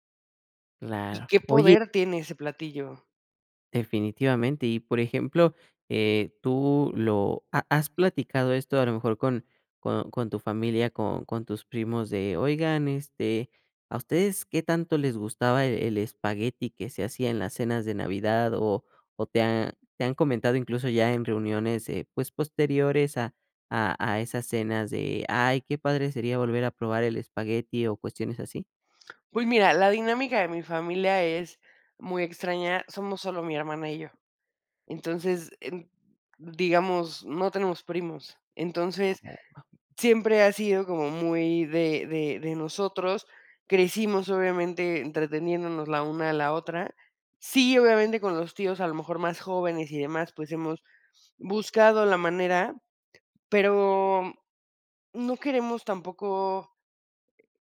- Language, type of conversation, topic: Spanish, podcast, ¿Qué platillo te trae recuerdos de celebraciones pasadas?
- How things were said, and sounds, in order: unintelligible speech